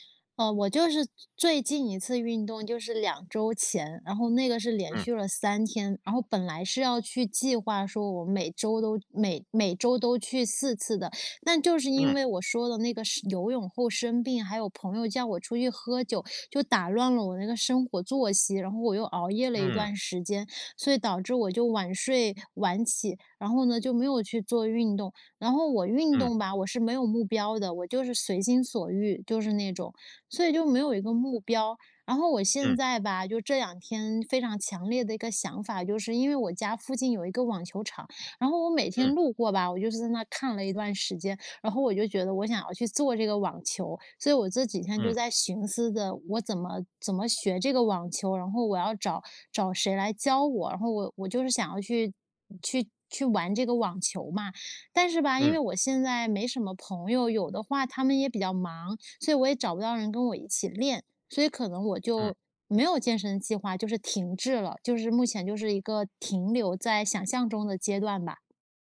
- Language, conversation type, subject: Chinese, advice, 我怎样才能建立可持续、长期稳定的健身习惯？
- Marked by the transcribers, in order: other background noise